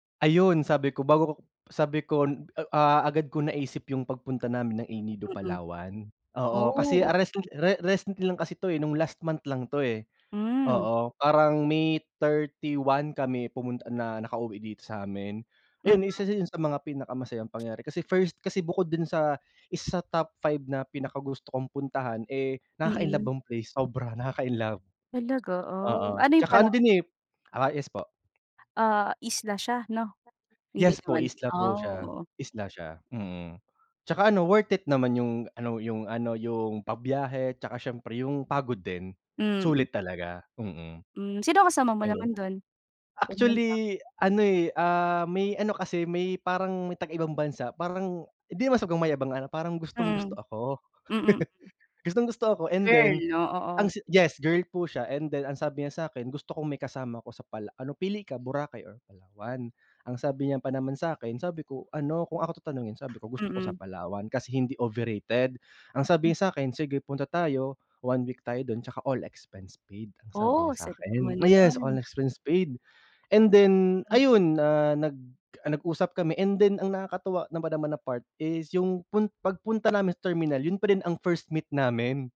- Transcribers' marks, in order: other noise; other background noise; tapping; background speech; laugh; in English: "overrated"
- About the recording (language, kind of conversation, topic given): Filipino, unstructured, Ano ang pinakamasayang sandaling naaalala mo?